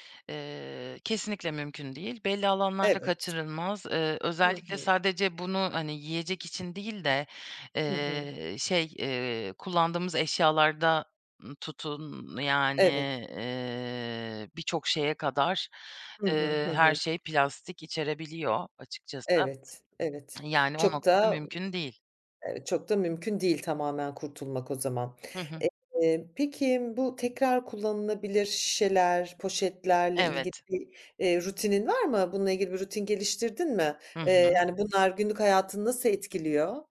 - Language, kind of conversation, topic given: Turkish, podcast, Plastik atıklarla başa çıkmanın pratik yolları neler?
- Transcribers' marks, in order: other background noise